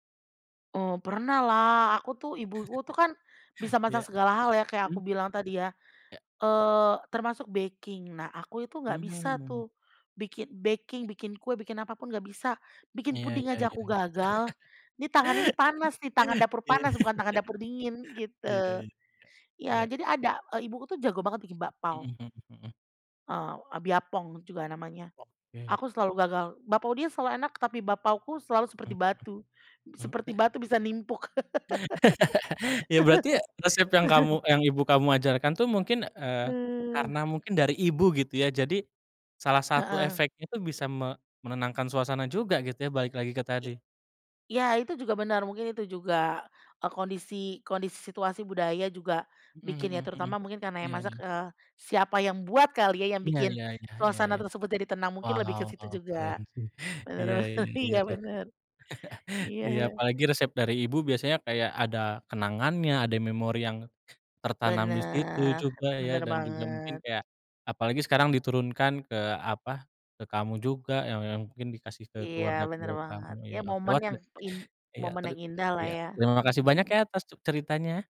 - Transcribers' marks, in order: chuckle; in English: "baking"; in English: "baking"; laugh; laughing while speaking: "Iya iya"; laugh; laugh; chuckle; laughing while speaking: "bener, iya"
- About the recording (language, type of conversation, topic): Indonesian, podcast, Bisa ceritakan resep sederhana yang selalu berhasil menenangkan suasana?